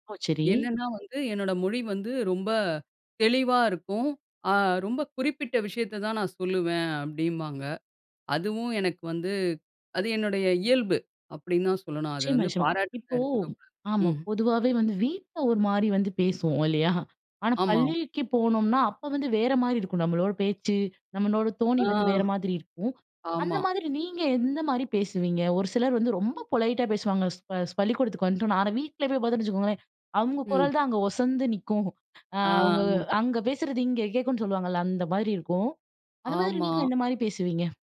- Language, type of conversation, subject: Tamil, podcast, உங்கள் மொழி உங்களை எப்படி வரையறுக்கிறது?
- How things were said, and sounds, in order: laughing while speaking: "இல்லயா!"; "தொனி" said as "தோணி"; in English: "பொலைட்டா"; laughing while speaking: "நிக்கும்"; other noise